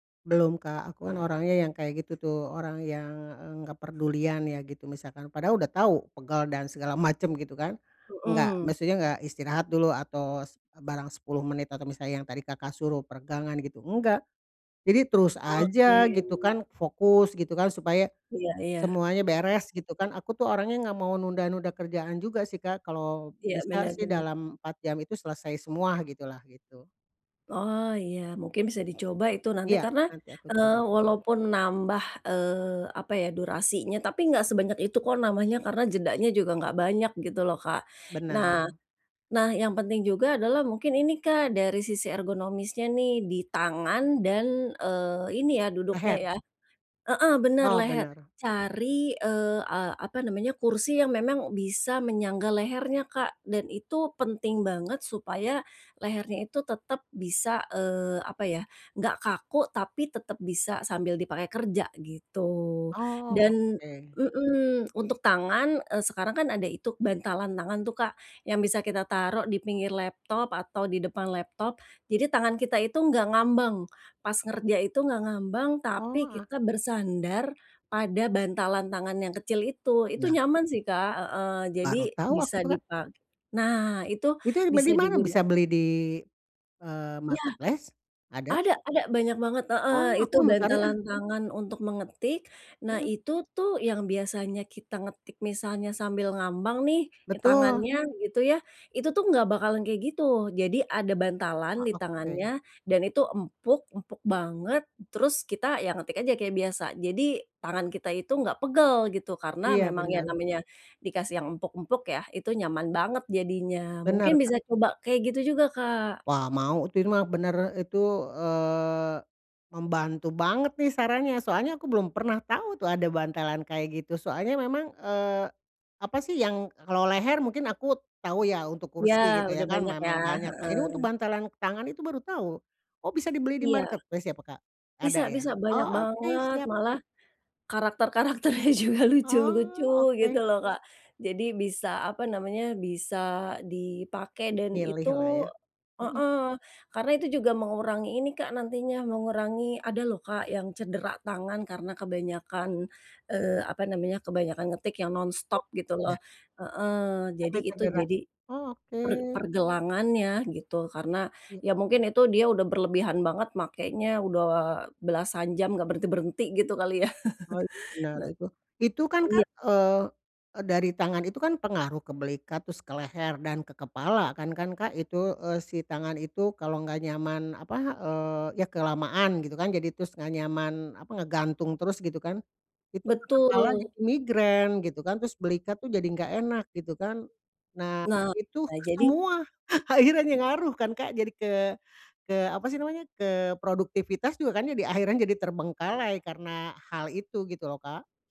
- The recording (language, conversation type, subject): Indonesian, advice, Bagaimana cara mengurangi kebiasaan duduk berjam-jam di kantor atau di rumah?
- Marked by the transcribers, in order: other background noise; tapping; in English: "marketplace?"; in English: "marketplace"; laughing while speaking: "karakternya juga lucu-lucu gitu loh Kak"; chuckle; laughing while speaking: "semua akhirannya"